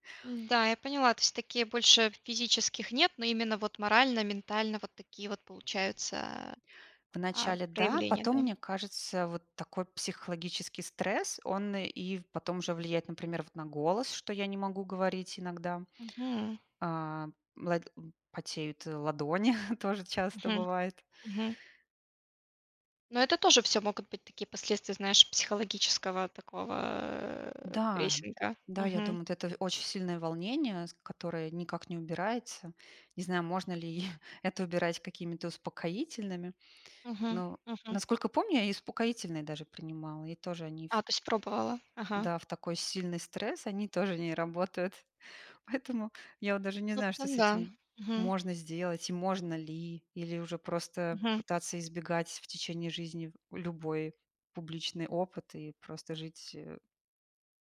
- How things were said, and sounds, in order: other background noise; chuckle; chuckle; unintelligible speech
- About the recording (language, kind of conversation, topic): Russian, advice, Как преодолеть страх выступать перед аудиторией после неудачного опыта?